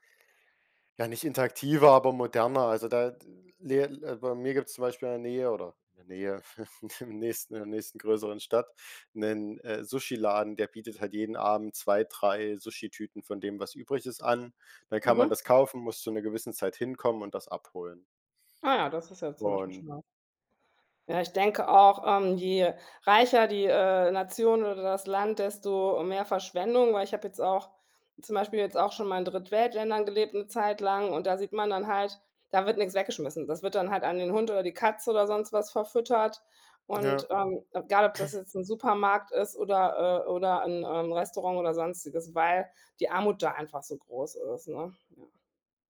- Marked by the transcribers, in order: chuckle; throat clearing
- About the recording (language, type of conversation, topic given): German, podcast, Wie kann man Lebensmittelverschwendung sinnvoll reduzieren?